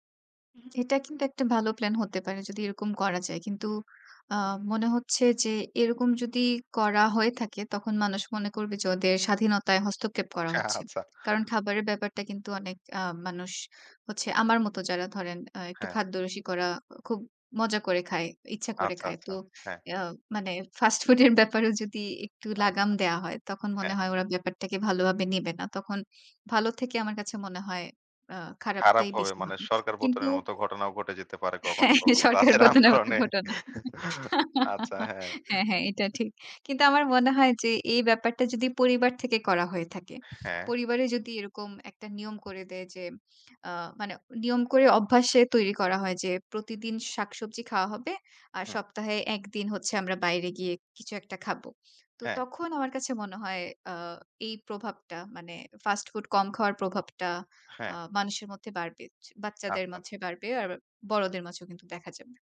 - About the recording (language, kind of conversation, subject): Bengali, podcast, খাদ্যাভ্যাস কি আপনার মানসিক চাপের ওপর প্রভাব ফেলে?
- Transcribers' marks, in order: tapping; laughing while speaking: "হ্যাঁ আচ্ছা"; other background noise; laughing while speaking: "ফাস্ট ফুড এর ব্যাপারেও যদি"; laughing while speaking: "হ্যাঁ সরকার পতনের মত ঘটনা। হ্যাঁ, হ্যাঁ এটা ঠিক"; chuckle; laughing while speaking: "দাসের আন্দোলনে"; chuckle